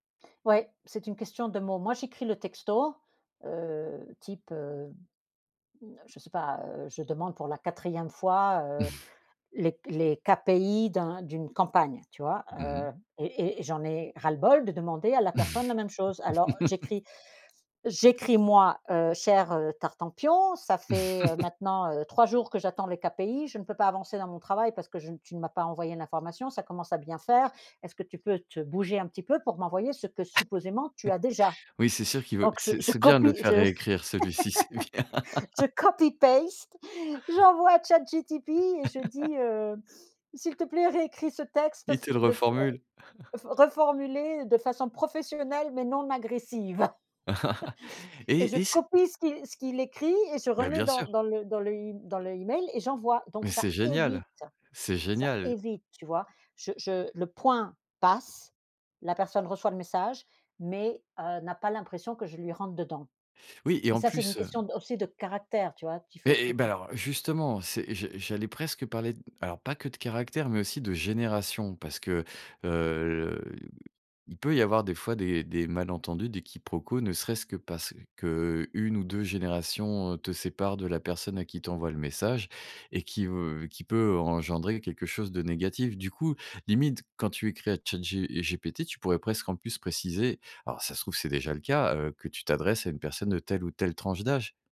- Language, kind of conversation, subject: French, podcast, Et quand un texto crée des problèmes, comment réagis-tu ?
- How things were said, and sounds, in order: chuckle; other background noise; chuckle; chuckle; chuckle; laughing while speaking: "c'est bien"; laugh; put-on voice: "copy paste"; laughing while speaking: "j'envoie à Chat GTP"; laugh; chuckle; chuckle; stressed: "copie"; tapping; stressed: "évite"; stressed: "évite"